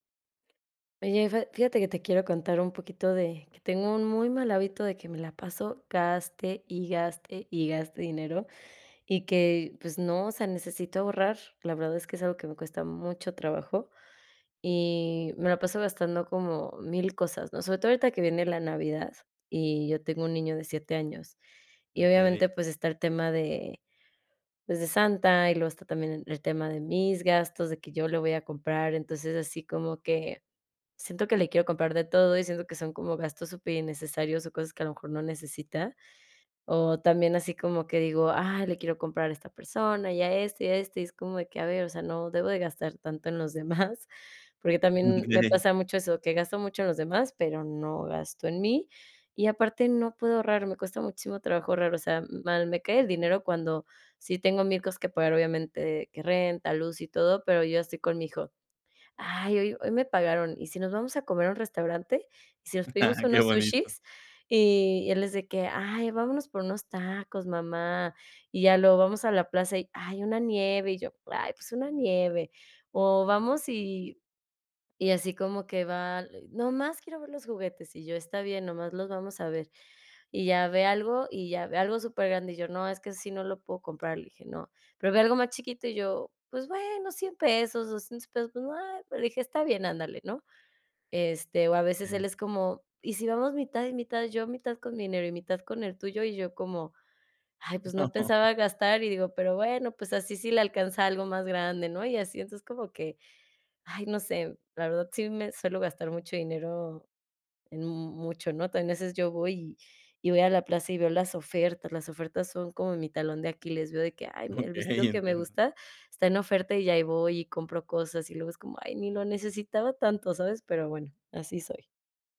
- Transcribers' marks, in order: laughing while speaking: "demás"; chuckle; laughing while speaking: "Ah"; laughing while speaking: "No"; laughing while speaking: "Okey, entiendo"
- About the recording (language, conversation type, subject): Spanish, advice, ¿Cómo puedo cambiar mis hábitos de gasto para ahorrar más?